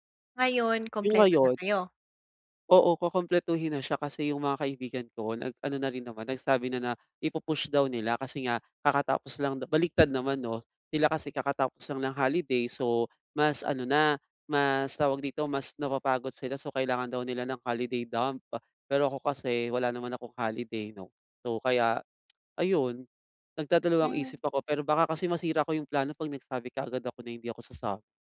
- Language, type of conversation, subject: Filipino, advice, Paano ko dapat timbangin ang oras kumpara sa pera?
- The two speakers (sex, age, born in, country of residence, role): female, 20-24, Philippines, Philippines, advisor; male, 25-29, Philippines, Philippines, user
- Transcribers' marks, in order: in English: "holiday dump"